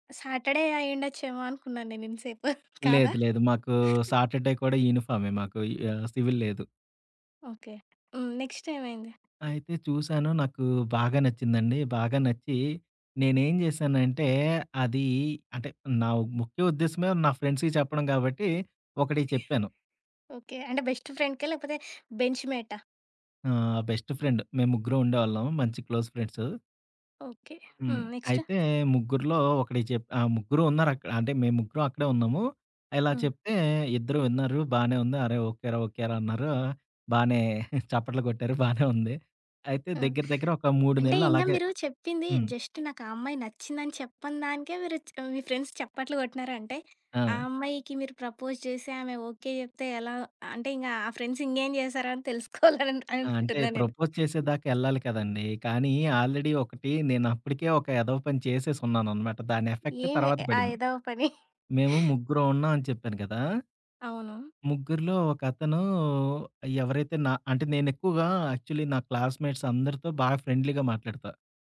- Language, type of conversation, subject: Telugu, podcast, ఏ సంభాషణ ఒకరోజు నీ జీవిత దిశను మార్చిందని నీకు గుర్తుందా?
- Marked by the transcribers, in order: in English: "సాటర్డే"; chuckle; in English: "సాటర్డే"; other background noise; in English: "సివిల్"; in English: "ఫ్రెండ్స్‌కి"; in English: "బెస్ట్ ఫ్రెండ్‌కా?"; in English: "బెంచ్"; in English: "బెస్ట్ ఫ్రెండ్"; in English: "క్లోజ్ ఫ్రెండ్స్"; in English: "నెక్స్ట్?"; giggle; in English: "ఫ్రెండ్స్"; in English: "ప్రపోజ్"; in English: "ఫ్రెండ్స్"; laughing while speaking: "తెలుసుకోవాలని అననుకుంటున్నాను నేను"; in English: "ప్రపోజ్"; in English: "ఆల్రెడీ"; in English: "ఎఫెక్ట్"; chuckle; in English: "యాక్చువల్లీ"; in English: "క్లాస్‌మేట్స్"; in English: "ఫ్రెండ్లీగా"